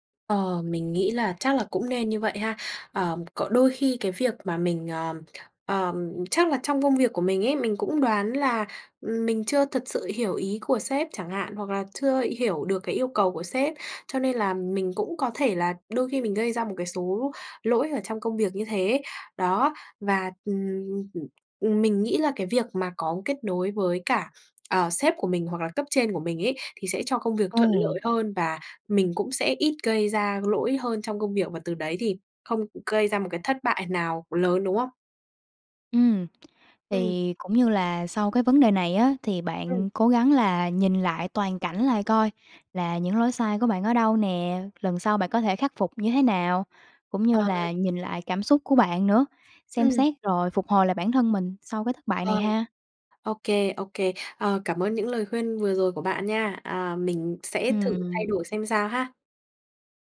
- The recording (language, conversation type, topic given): Vietnamese, advice, Làm thế nào để lấy lại động lực sau một thất bại lớn trong công việc?
- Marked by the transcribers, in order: tapping